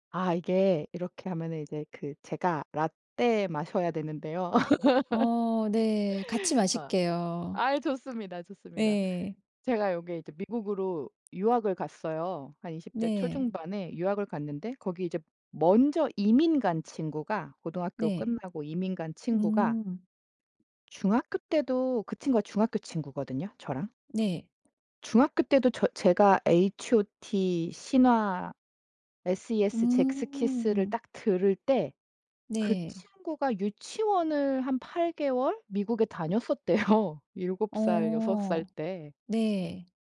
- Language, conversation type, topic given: Korean, podcast, 술집·카페·클럽 같은 장소가 음악 취향을 형성하는 데 어떤 역할을 했나요?
- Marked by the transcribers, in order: other background noise; laugh; laughing while speaking: "다녔었대요"